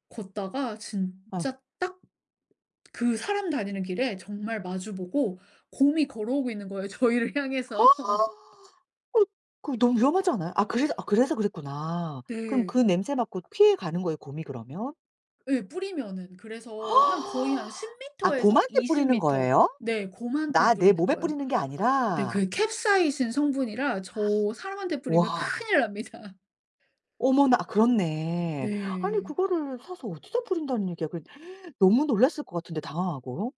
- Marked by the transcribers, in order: tapping; laughing while speaking: "저희를 향해서"; gasp; laugh; other background noise; gasp; laughing while speaking: "큰일납니다"; gasp
- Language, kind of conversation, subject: Korean, podcast, 가장 기억에 남는 여행 이야기를 들려주실 수 있나요?